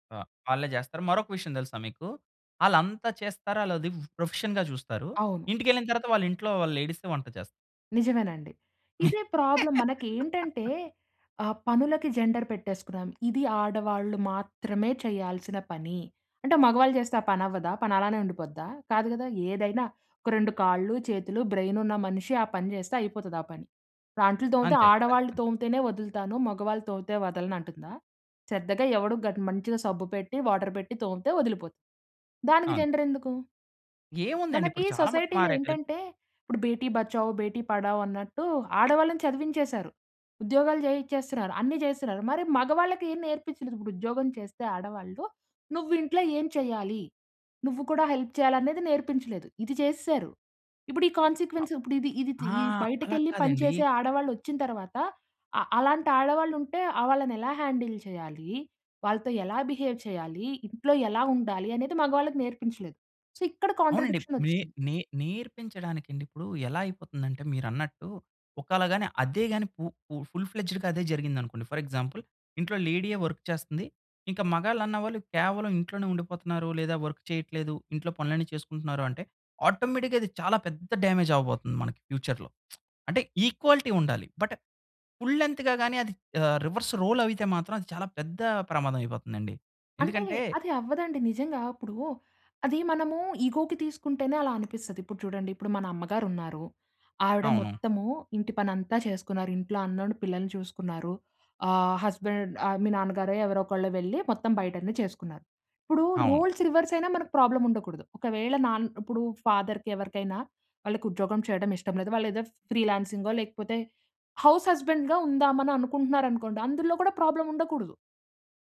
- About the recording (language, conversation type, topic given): Telugu, podcast, మీ ఇంట్లో ఇంటిపనులు ఎలా పంచుకుంటారు?
- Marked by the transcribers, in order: in English: "ప్రొఫెషన్‌గా"; in English: "ప్రాబ్లమ్"; laugh; in English: "జెండర్"; in English: "బ్రెయిన్"; in English: "వాటర్"; in English: "జెండర్"; in English: "సొసైటీలో"; in Hindi: "బేటి బచావ్ బేటీ పడావ్"; in English: "హెల్ప్"; in English: "కాన్సీక్వెన్స్"; in English: "హ్యాండిల్"; in English: "బిహేవ్"; in English: "సో"; in English: "కాంట్రాడిక్షన్"; in English: "పు పు ఫుల్ ఫ్లెడ్జ్‌గా"; in English: "ఫర్ ఎగ్జాంపుల్"; in English: "వర్క్"; in English: "వర్క్"; in English: "ఆటోమేటిక్‌గా"; in English: "డామేజ్"; in English: "ఫ్యూచర్‌లో"; lip smack; in English: "ఈక్వాలిటీ"; in English: "బట్ ఫుల్ లెంత్‌గా"; in English: "రివర్స్ రోల్"; in English: "ఇగోకి"; in English: "హస్బాండ్"; in English: "రోల్స్ రివర్స్"; in English: "ప్రాబ్లమ్"; in English: "ఫాదర్‌కి"; in English: "హౌస్ హస్బాండ్‌గా"; in English: "ప్రాబ్లమ్"